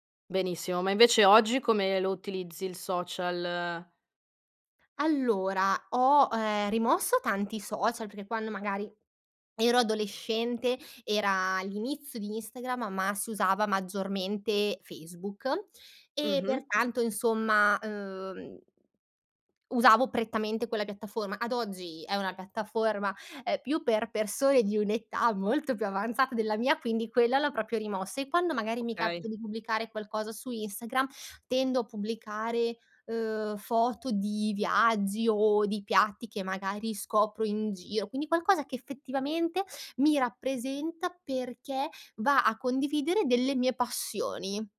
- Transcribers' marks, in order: "proprio" said as "propio"
- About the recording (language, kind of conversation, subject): Italian, podcast, Cosa fai per proteggere la tua reputazione digitale?